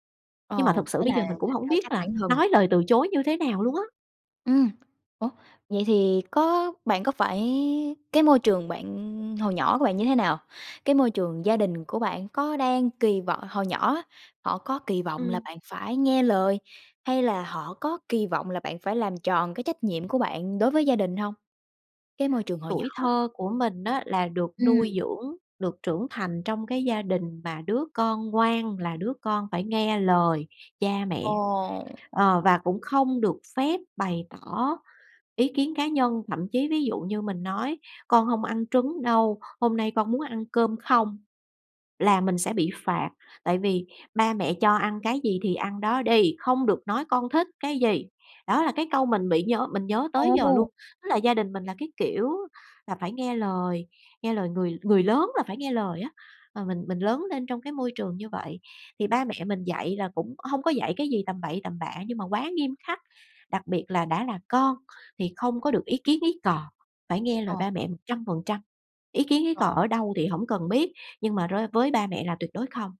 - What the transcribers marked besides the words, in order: other background noise
- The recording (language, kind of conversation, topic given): Vietnamese, advice, Làm thế nào để nói “không” khi người thân luôn mong tôi đồng ý mọi việc?